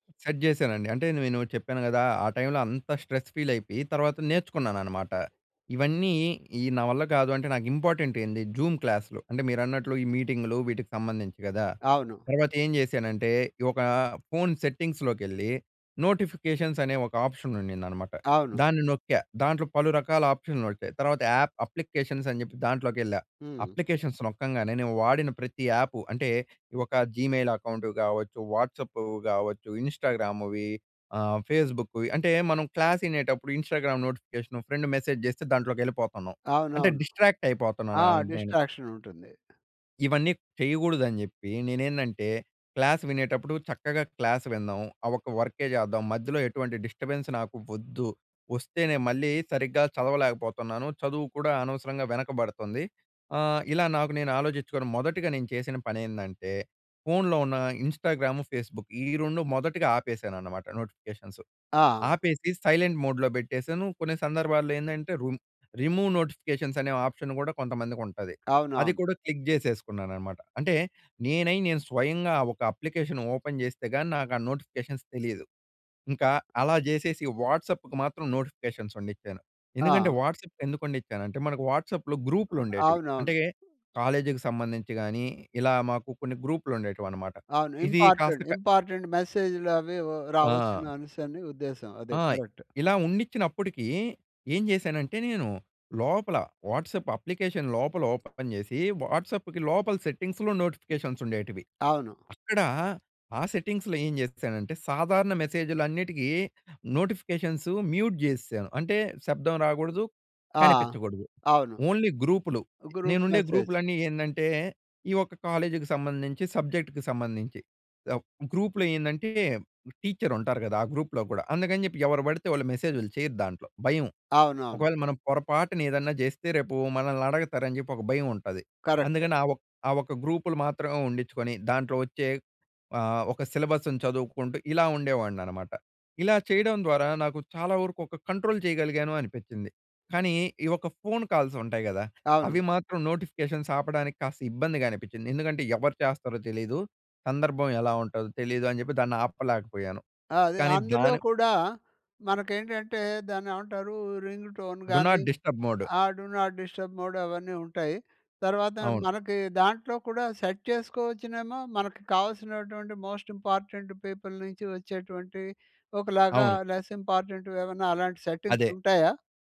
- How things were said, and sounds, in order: in English: "సెట్"; in English: "స్ట్రెస్"; in English: "జూమ్"; in English: "నోటిఫికేషన్స్"; in English: "ఆప్షన్"; in English: "యాప్ అప్లికేషన్స్"; in English: "అప్లికేషన్స్"; in English: "జీమెయిల్ అకౌంట్"; in English: "ఇంస్టాగ్రామ్‌వి"; in English: "ఫేస్‌బు‌క్‌వి"; in English: "క్లాస్"; in English: "ఇంస్టాగ్రామ్"; in English: "ఫ్రెండ్ మెసేజ్"; in English: "డిస్ట్రాక్ట్"; in English: "డిస్ట్రాక్షన్"; other noise; in English: "క్లాస్"; in English: "క్లాస్"; in English: "డిస్టర్బెన్స్"; in English: "ఫేస్‌బుక్"; in English: "సైలెంట్ మోడ్‌లో"; in English: "రిమూవ్ నోటిఫికేషన్స్"; in English: "ఆప్షన్"; in English: "క్లిక్"; in English: "అప్లికేషన్ ఓపెన్"; in English: "నోటిఫికేషన్స్"; in English: "వాట్సప్‌కి"; in English: "వాట్సప్‌కి"; in English: "వాట్సాప్‌లో"; in English: "ఇంపార్టెంట్ ఇంపార్టెంట్"; in English: "కరక్ట్"; in English: "వాట్సాప్ అప్లికేషన్"; other background noise; in English: "ఓపెన్"; in English: "సెట్టింగ్స్‌లో"; in English: "సెట్టింగ్స్‌లో"; tapping; in English: "మ్యూట్"; in English: "ఓన్లీ"; in English: "గ్రూప్ మెసేజ్"; in English: "సబ్జెక్ట్‌కి"; in English: "గ్రూప్‌లో"; in English: "గ్రూప్‍లో"; in English: "కంట్రోల్"; in English: "నోటిఫికేషన్స్"; in English: "టోన్"; in English: "డు నాట్ డిస్టర్బ్ మోడ్"; in English: "డు నాట్ డిస్టర్బ్"; in English: "సెట్"; in English: "మోస్ట్ ఇంపార్టెంట్ పీపుల్"; in English: "లెస్"; in English: "సెట్టింగ్స్"
- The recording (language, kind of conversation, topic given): Telugu, podcast, ఫోన్ నోటిఫికేషన్లను మీరు ఎలా నిర్వహిస్తారు?